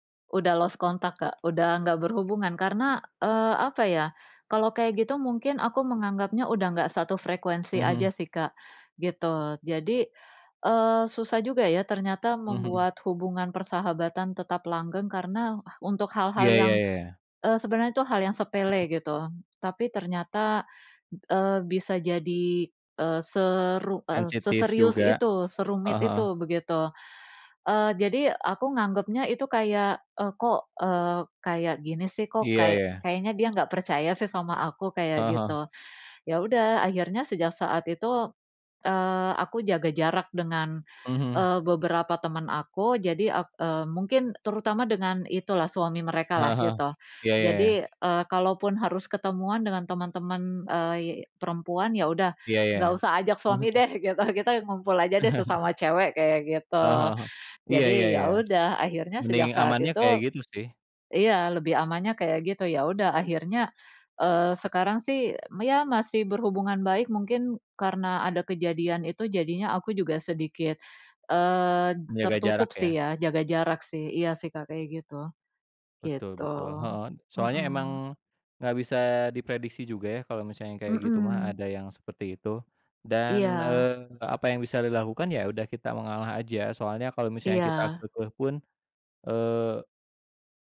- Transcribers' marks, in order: in English: "lost contact"; other background noise; chuckle; laughing while speaking: "gitu"; tapping
- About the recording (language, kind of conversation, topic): Indonesian, unstructured, Apa yang membuat persahabatan bisa bertahan lama?